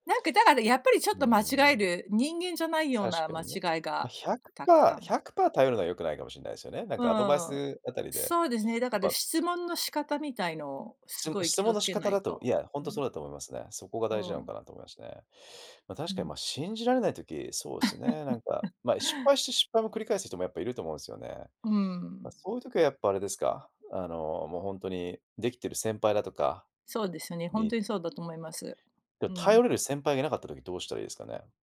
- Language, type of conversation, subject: Japanese, podcast, 自分を信じられないとき、どうすればいいですか？
- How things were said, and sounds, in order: chuckle